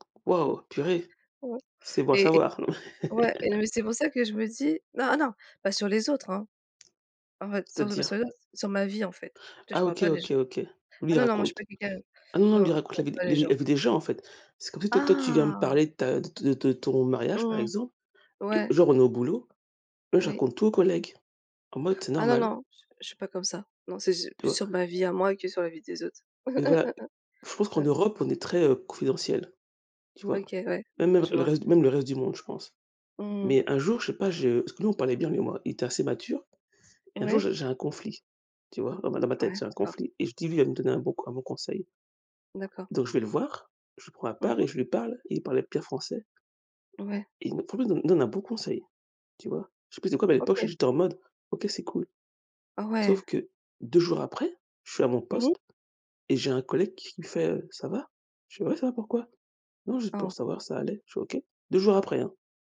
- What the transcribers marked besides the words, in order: tapping; laugh; surprised: "Ah"; laugh
- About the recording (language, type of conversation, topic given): French, unstructured, Comment gérer un conflit au travail ou à l’école ?
- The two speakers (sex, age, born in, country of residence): female, 35-39, Thailand, France; female, 40-44, France, United States